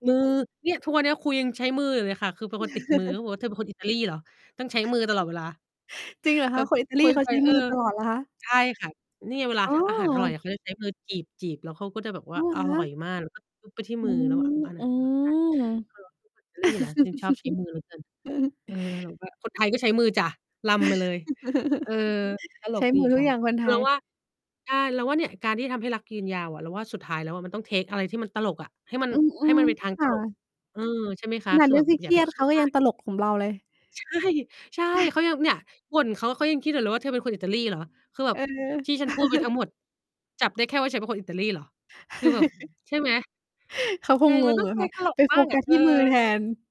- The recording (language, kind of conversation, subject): Thai, unstructured, อะไรคือสิ่งที่ทำให้ความรักยืนยาว?
- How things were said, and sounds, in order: chuckle; distorted speech; unintelligible speech; drawn out: "อืม"; laugh; laugh; mechanical hum; other background noise; in English: "เทก"; tapping; laughing while speaking: "ใช่"; laugh; laugh; laugh